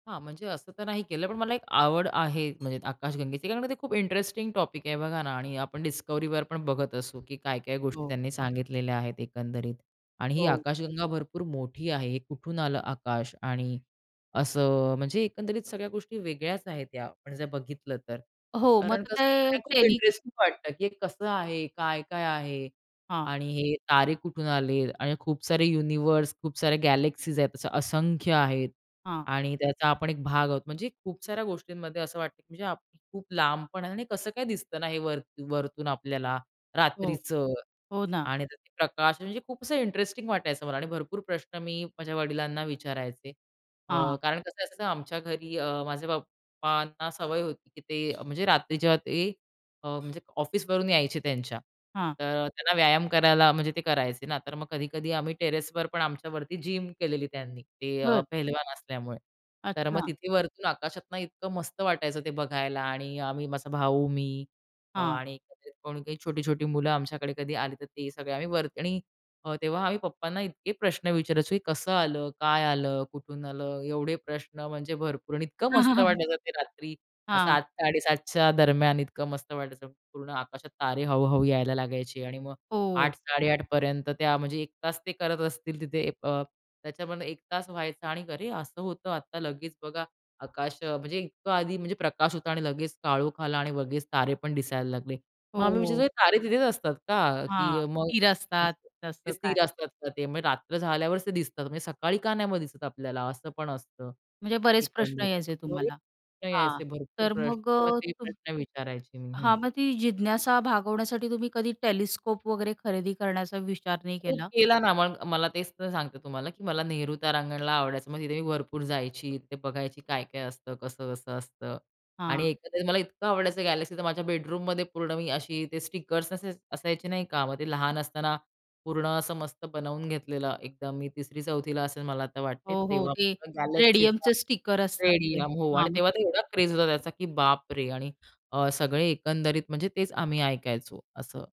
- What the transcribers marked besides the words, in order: other background noise; in English: "टॉपिक"; in English: "जिम"; laugh; unintelligible speech; tapping
- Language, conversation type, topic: Marathi, podcast, आकाशातले तारे बघून तुला काय वाटतं?